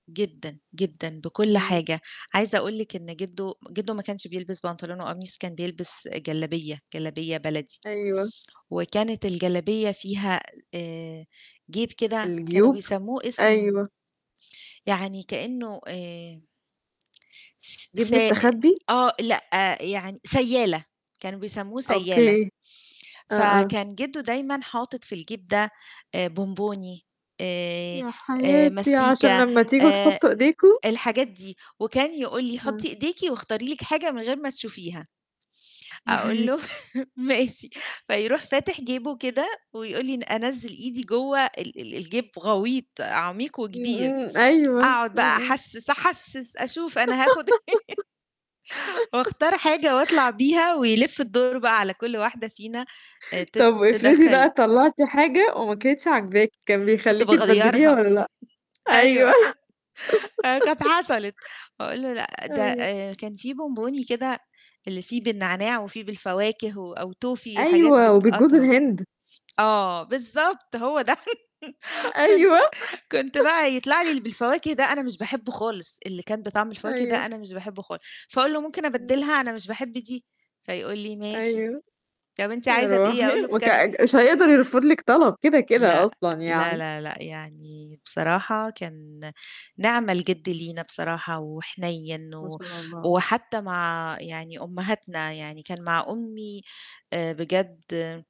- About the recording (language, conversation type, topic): Arabic, podcast, إيه هي الأغنية اللي بتفكّرك بذكرى عائلية؟
- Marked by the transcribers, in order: static; put-on voice: "يا حياتي"; laugh; laughing while speaking: "ماشي"; giggle; laughing while speaking: "إيه"; laugh; distorted speech; tapping; chuckle; laughing while speaking: "أيوه. آآ كانت حصلت"; laughing while speaking: "أيوه"; laugh; other background noise; laughing while speaking: "ده"; chuckle; laughing while speaking: "أيوه"; chuckle